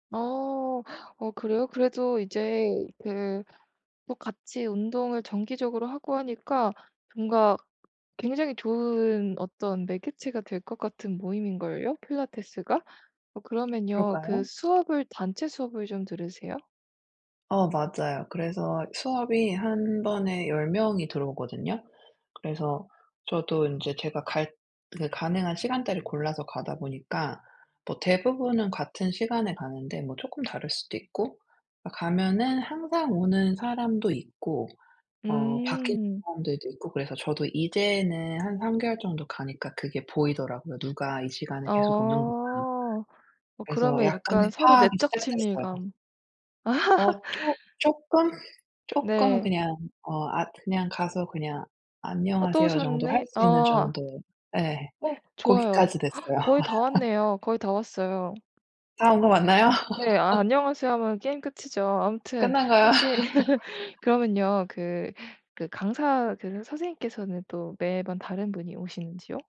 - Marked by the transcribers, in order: other background noise; laugh; gasp; laugh; laugh; laugh
- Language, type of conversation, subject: Korean, advice, 새로운 도시에서 어떻게 자연스럽게 친구를 사귈 수 있을까요?